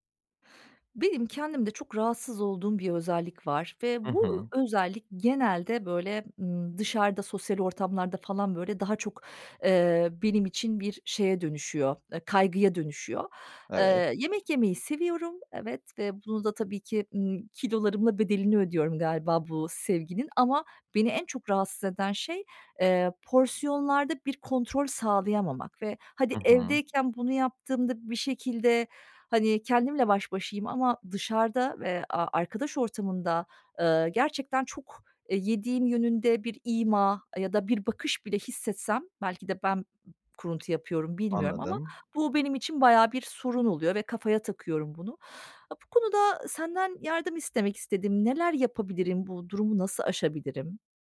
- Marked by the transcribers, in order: other background noise; tapping
- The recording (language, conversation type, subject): Turkish, advice, Arkadaşlarla dışarıda yemek yerken porsiyon kontrolünü nasıl sağlayabilirim?